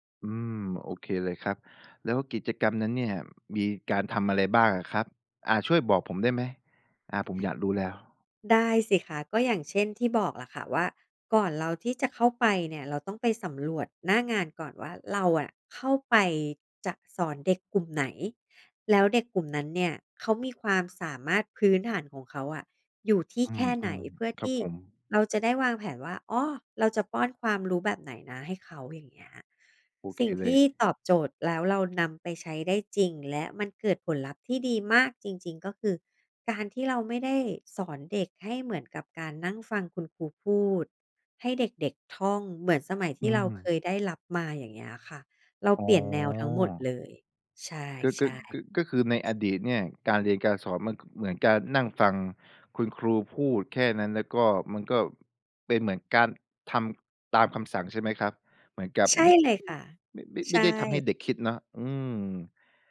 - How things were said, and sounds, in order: other background noise; other noise; tapping
- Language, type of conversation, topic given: Thai, podcast, คุณอยากให้เด็ก ๆ สนุกกับการเรียนได้อย่างไรบ้าง?